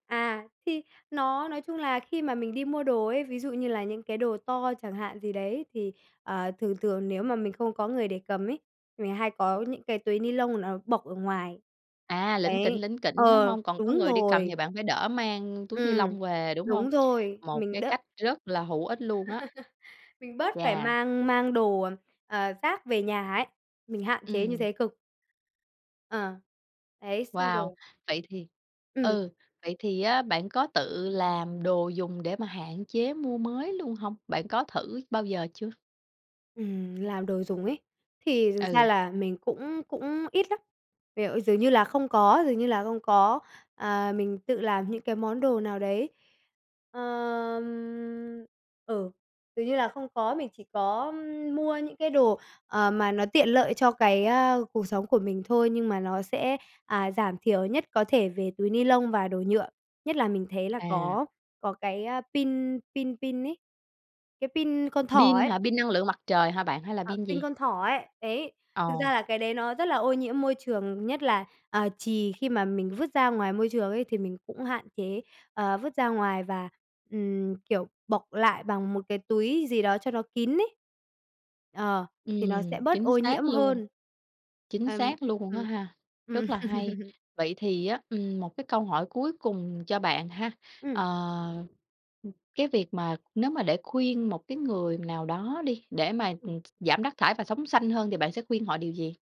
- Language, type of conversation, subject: Vietnamese, podcast, Bạn làm gì mỗi ngày để giảm rác thải?
- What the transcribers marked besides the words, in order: other background noise; laugh; tapping; laugh